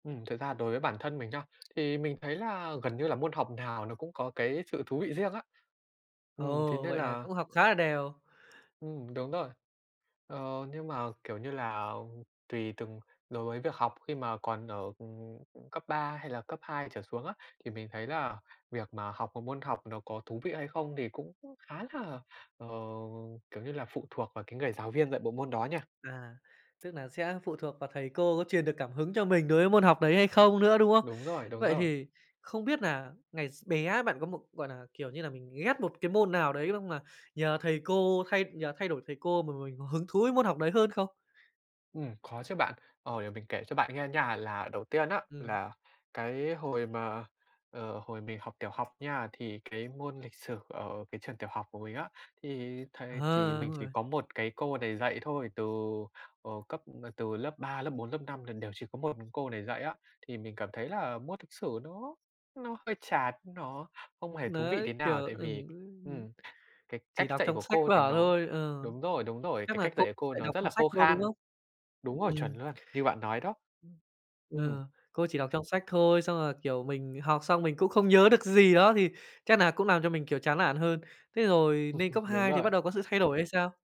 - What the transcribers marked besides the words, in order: other background noise; tapping; unintelligible speech; chuckle
- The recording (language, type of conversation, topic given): Vietnamese, podcast, Bạn bắt đầu yêu thích việc học từ khi nào và vì sao?